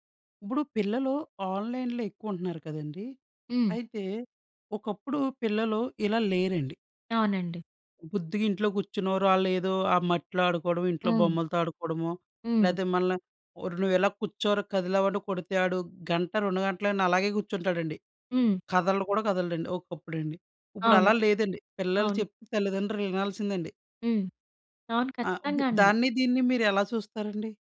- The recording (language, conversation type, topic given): Telugu, podcast, మీరు మీ పిల్లల ఆన్‌లైన్ కార్యకలాపాలను ఎలా పర్యవేక్షిస్తారు?
- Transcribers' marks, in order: in English: "ఆన్‌లైన్‌లో"